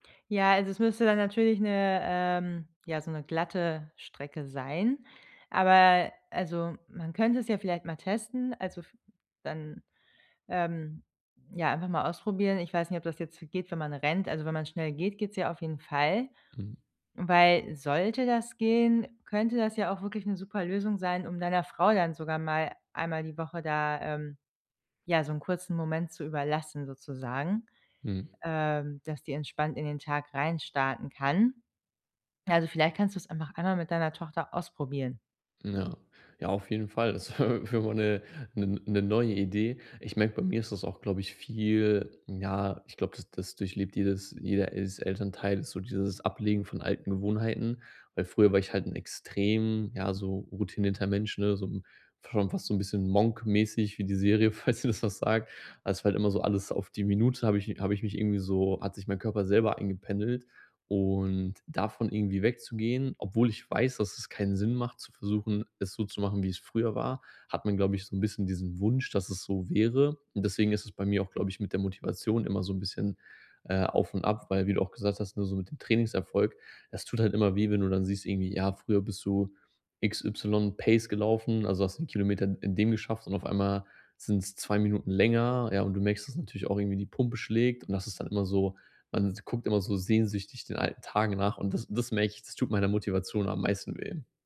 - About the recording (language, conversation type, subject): German, advice, Wie bleibe ich motiviert, wenn ich kaum Zeit habe?
- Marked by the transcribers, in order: laughing while speaking: "wär wäre mal 'ne"; other background noise; laughing while speaking: "falls dir"; in English: "Pace"